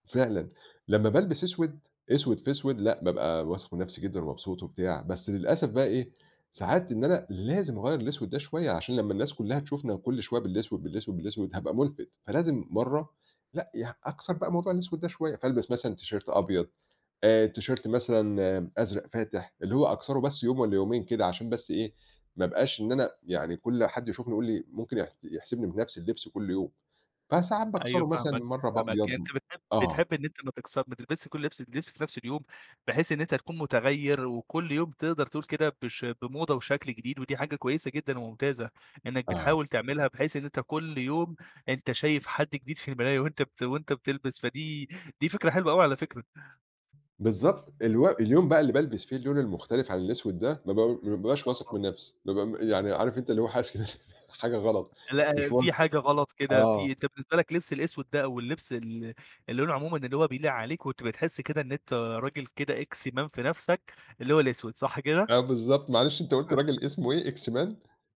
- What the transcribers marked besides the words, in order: in English: "تيشيرت"; in English: "تيشيرت"; tapping; laughing while speaking: "كده في حاجة"; in English: "إكس مان"; chuckle; in English: "إكس مان؟"
- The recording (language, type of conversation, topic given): Arabic, podcast, إيه الحاجات الصغيرة اللي بتقوّي ثقتك في نفسك كل يوم؟
- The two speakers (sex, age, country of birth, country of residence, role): male, 25-29, Egypt, Egypt, host; male, 40-44, Egypt, Portugal, guest